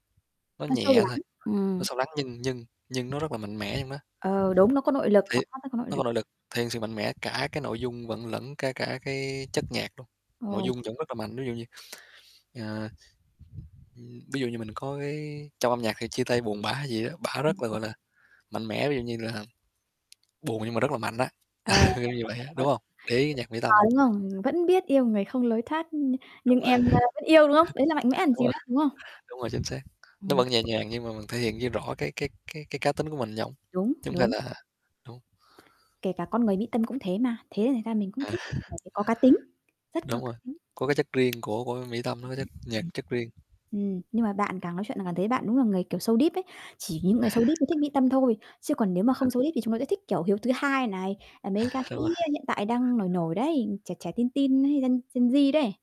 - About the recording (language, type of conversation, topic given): Vietnamese, unstructured, Bạn thường thể hiện cá tính của mình qua phong cách như thế nào?
- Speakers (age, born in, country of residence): 25-29, Vietnam, Vietnam; 30-34, Vietnam, Vietnam
- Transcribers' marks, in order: tapping; static; other background noise; distorted speech; wind; chuckle; unintelligible speech; chuckle; "trỏng" said as "nhỏng"; laughing while speaking: "À"; unintelligible speech; in English: "so deep"; chuckle; in English: "so deep"; in English: "so deep"; chuckle